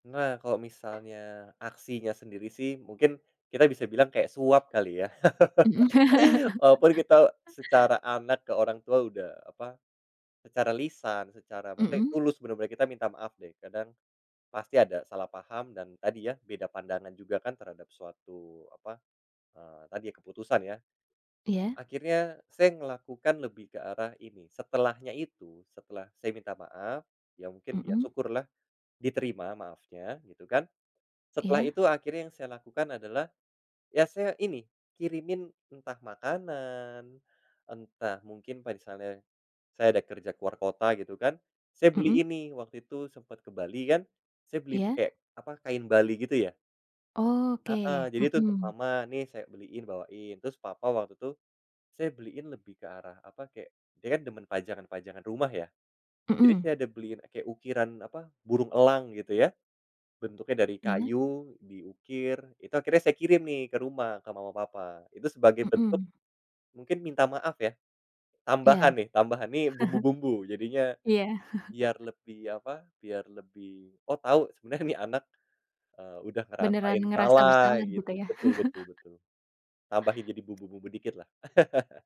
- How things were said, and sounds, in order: other background noise; laugh; chuckle; "misalnya" said as "paisalnya"; chuckle; laugh; laugh
- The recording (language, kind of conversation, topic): Indonesian, podcast, Bagaimana menurutmu cara meminta maaf yang tulus dalam keluarga?